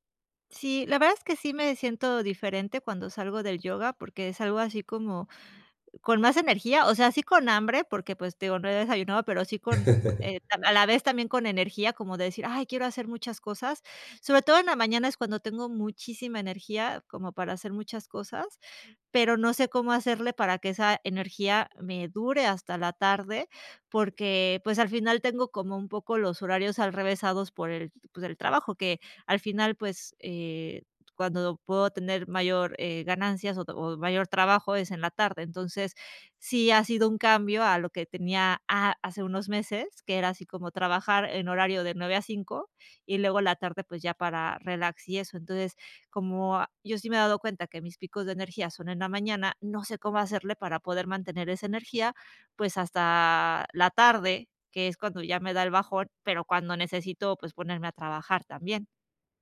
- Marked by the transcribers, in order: laugh
- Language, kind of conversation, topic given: Spanish, advice, ¿Cómo puedo crear una rutina para mantener la energía estable todo el día?